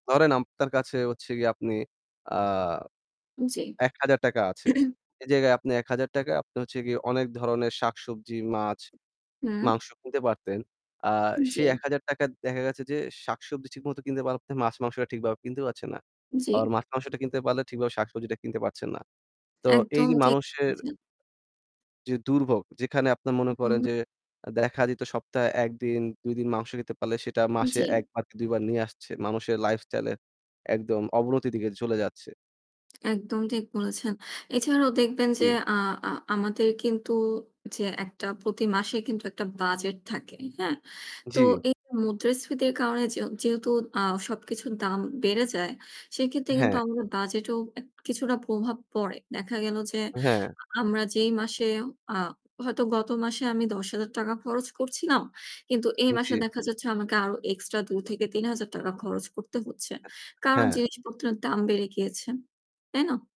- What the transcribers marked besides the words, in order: throat clearing; other background noise
- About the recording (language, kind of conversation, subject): Bengali, unstructured, আপনি দেশের মুদ্রাস্ফীতির প্রভাব কীভাবে অনুভব করছেন?